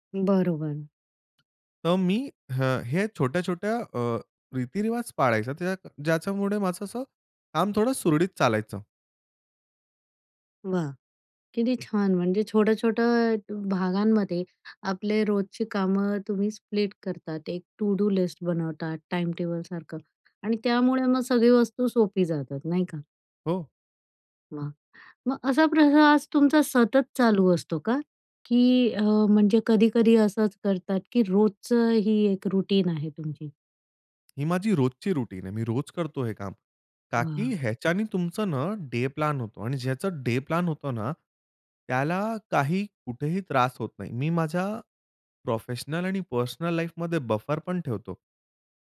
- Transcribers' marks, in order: other background noise; in English: "स्प्लिट"; in English: "टाईमटेबलसारखं"; "प्रयास" said as "प्रसहास"; in English: "रूटीन"; in English: "रुटीन"; in English: "डे"; in English: "डे"; in English: "प्रोफेशनल"; in English: "पर्सनल लाईफमध्ये बफर"
- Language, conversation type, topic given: Marathi, podcast, स्वतःला ओळखण्याचा प्रवास कसा होता?